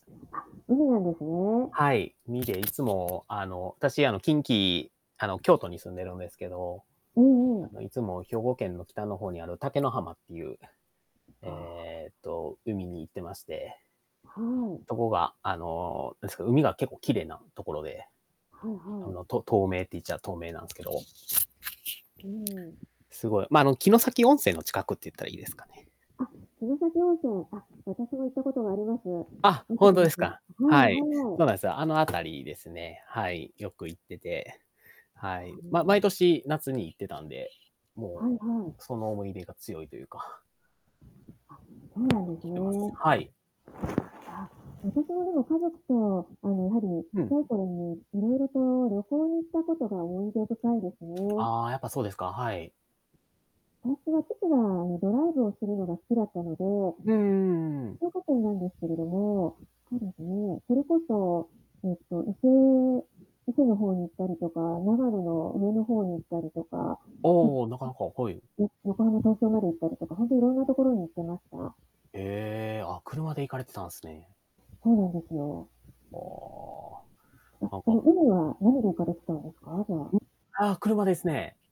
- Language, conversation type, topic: Japanese, unstructured, 子どものころのいちばん楽しかった思い出は何ですか？
- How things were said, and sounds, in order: static; dog barking; distorted speech; other background noise; tapping